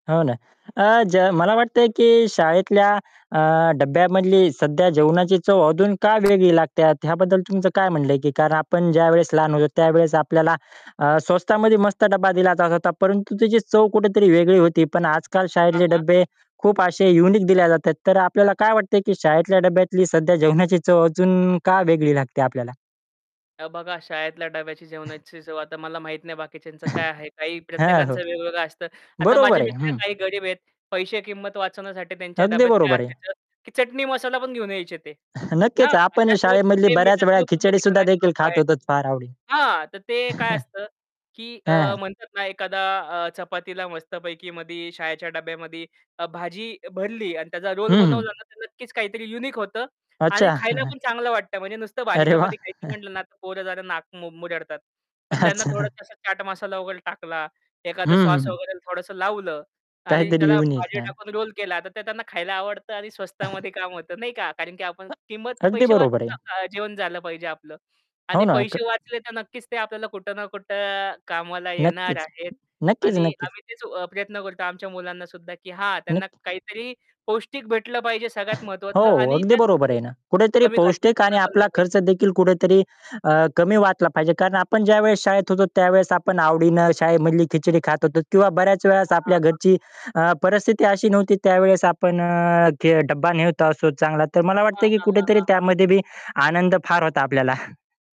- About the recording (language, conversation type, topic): Marathi, podcast, खर्च कमी ठेवून पौष्टिक आणि चविष्ट जेवण कसे बनवायचे?
- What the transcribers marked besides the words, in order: distorted speech; mechanical hum; "अजून" said as "अधून"; "लागते" said as "लागत्यात"; in English: "युनिक"; chuckle; chuckle; chuckle; in English: "युनिक"; chuckle; chuckle; chuckle; laughing while speaking: "अच्छा"; tapping; in English: "युनिक"; chuckle; unintelligible speech; other background noise; chuckle